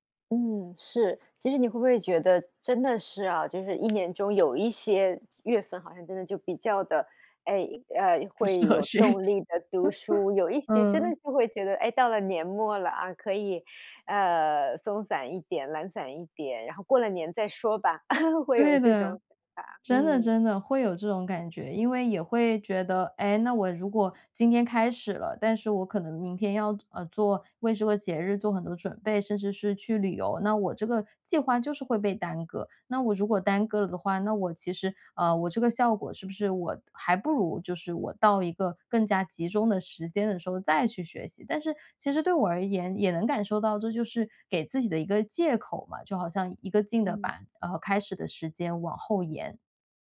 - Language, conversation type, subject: Chinese, podcast, 你如何应对学习中的拖延症？
- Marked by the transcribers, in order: other background noise; laughing while speaking: "学习"; chuckle; chuckle; "把" said as "板"